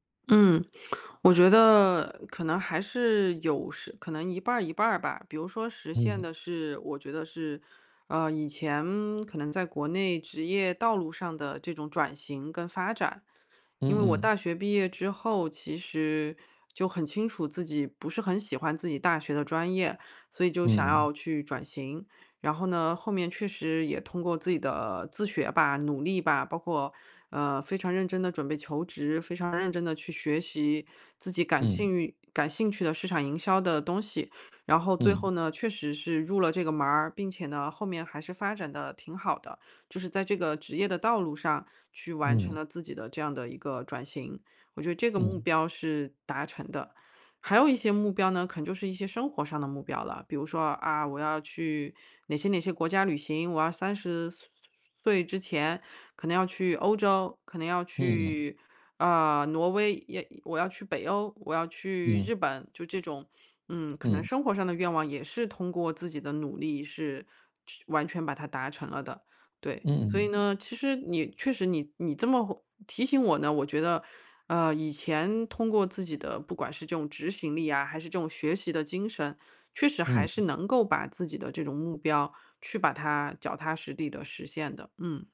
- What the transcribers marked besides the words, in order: none
- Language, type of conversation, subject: Chinese, advice, 我该如何确定一个既有意义又符合我的核心价值观的目标？